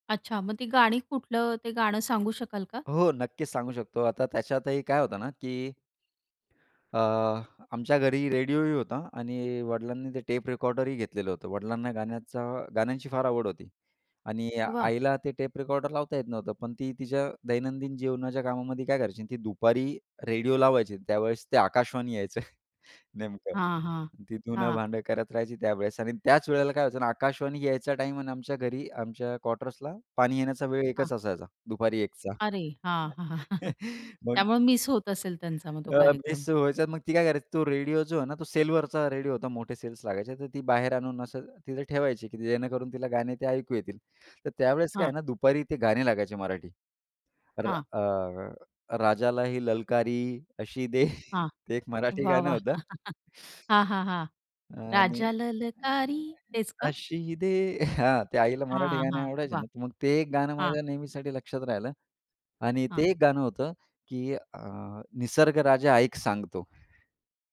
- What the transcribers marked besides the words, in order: other background noise; laughing while speaking: "यायचं नेमकं"; chuckle; tapping; laughing while speaking: "दे"; chuckle; other noise; laughing while speaking: "हां"
- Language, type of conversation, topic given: Marathi, podcast, जुनं गाणं ऐकताना कोणती आठवण परत येते?